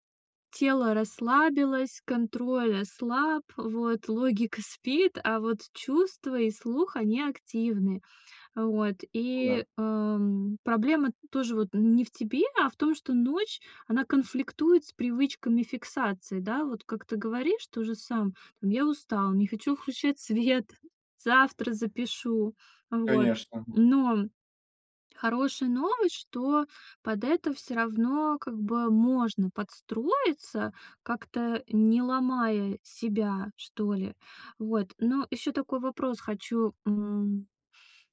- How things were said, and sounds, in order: none
- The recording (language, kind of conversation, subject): Russian, advice, Как мне выработать привычку ежедневно записывать идеи?